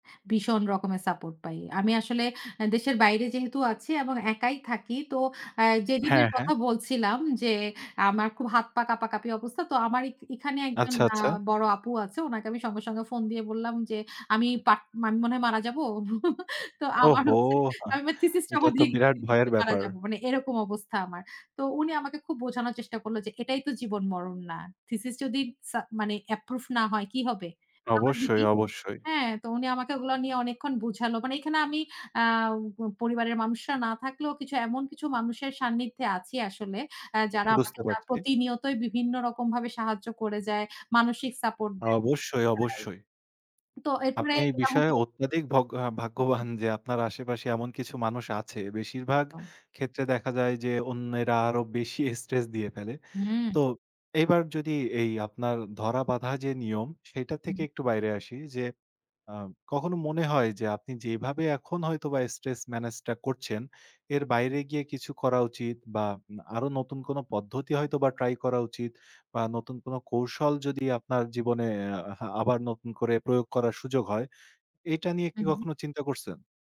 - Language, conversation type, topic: Bengali, podcast, স্ট্রেস হলে আপনি প্রথমে কী করেন?
- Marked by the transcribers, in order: chuckle; unintelligible speech; unintelligible speech; unintelligible speech